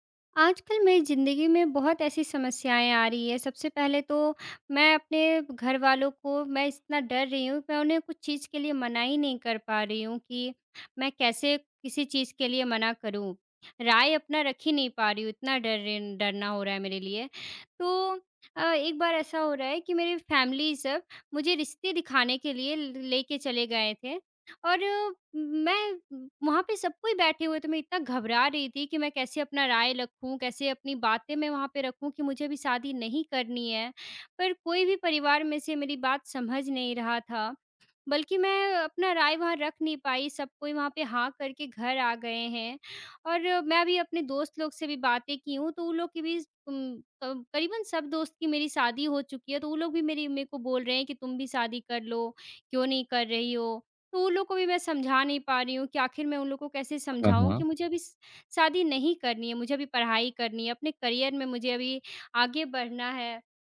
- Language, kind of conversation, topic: Hindi, advice, क्या आपको दोस्तों या परिवार के बीच अपनी राय रखने में डर लगता है?
- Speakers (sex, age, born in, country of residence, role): female, 20-24, India, India, user; male, 25-29, India, India, advisor
- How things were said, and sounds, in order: in English: "फैमिली"; in English: "करियर"